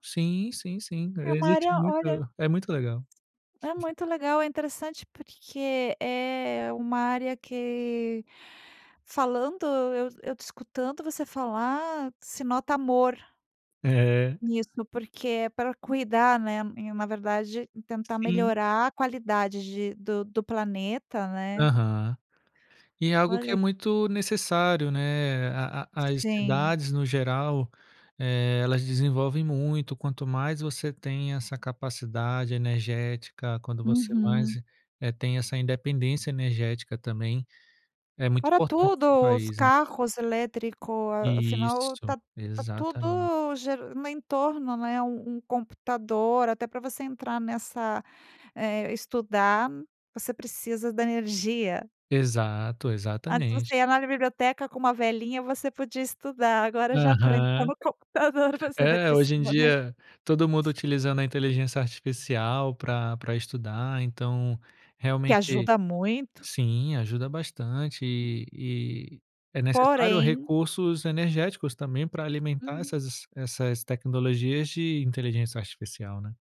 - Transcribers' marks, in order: other background noise; laughing while speaking: "no computador"
- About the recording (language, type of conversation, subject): Portuguese, podcast, Como a tecnologia mudou seu jeito de estudar?
- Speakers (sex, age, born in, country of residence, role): female, 50-54, Brazil, Spain, host; male, 35-39, Brazil, France, guest